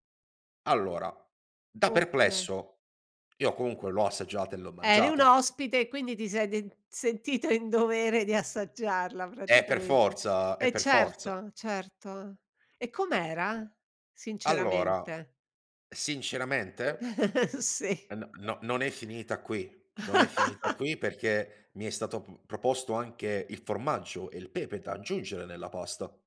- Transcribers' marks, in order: tapping; other background noise; chuckle; laughing while speaking: "Si"; laugh
- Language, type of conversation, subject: Italian, podcast, Cosa ti ha insegnato il cibo locale durante i tuoi viaggi?